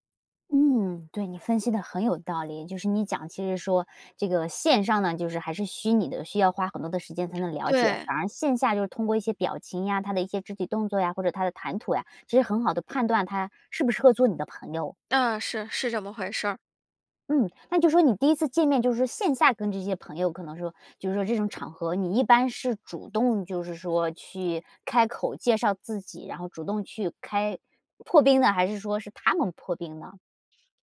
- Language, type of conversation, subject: Chinese, podcast, 你会如何建立真实而深度的人际联系？
- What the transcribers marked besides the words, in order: other background noise